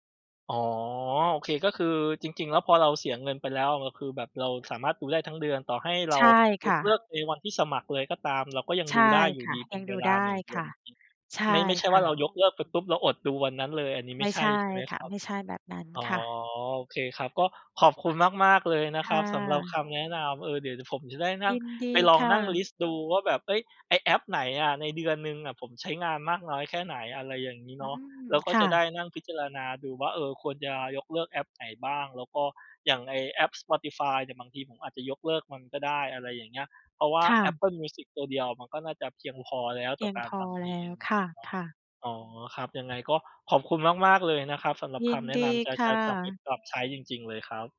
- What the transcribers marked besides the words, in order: none
- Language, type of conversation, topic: Thai, advice, จะยกเลิกบริการหรือสมาชิกที่สมัครไว้มากเกินความจำเป็นแต่ลบไม่ได้ได้อย่างไร?